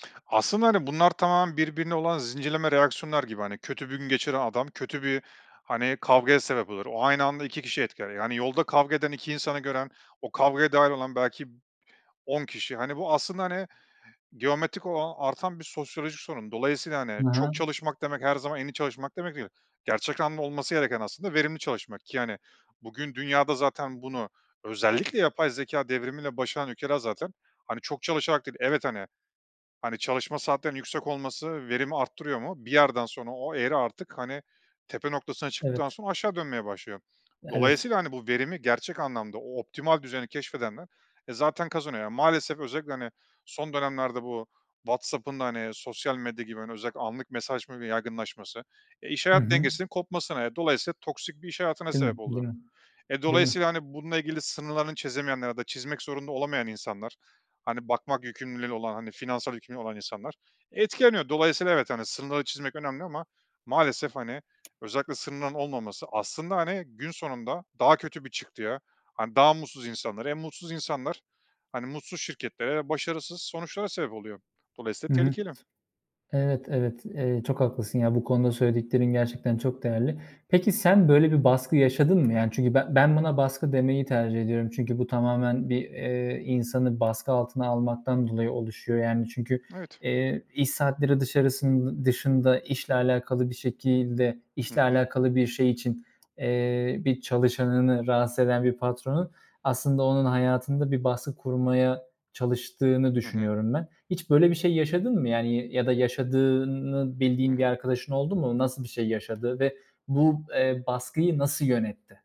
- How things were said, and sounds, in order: other background noise
- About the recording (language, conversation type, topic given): Turkish, podcast, Teknoloji kullanımı dengemizi nasıl bozuyor?